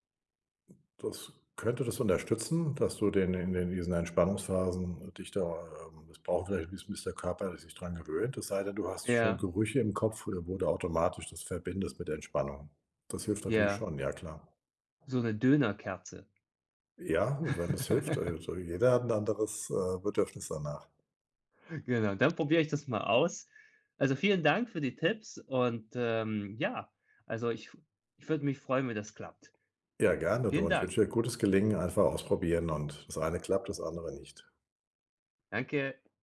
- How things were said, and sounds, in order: tapping; chuckle; other background noise
- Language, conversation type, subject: German, advice, Wie kann ich zu Hause endlich richtig zur Ruhe kommen und entspannen?